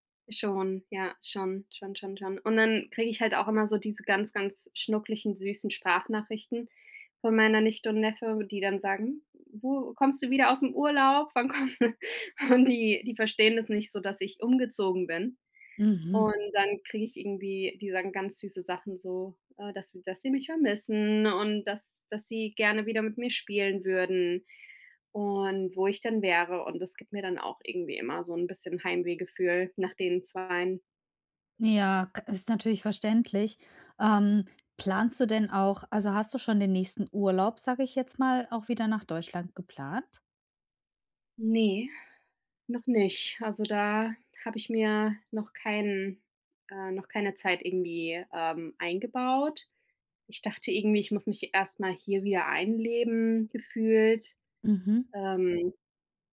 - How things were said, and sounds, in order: laughing while speaking: "kommt?"; chuckle
- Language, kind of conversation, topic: German, advice, Wie kann ich durch Routinen Heimweh bewältigen und mich am neuen Ort schnell heimisch fühlen?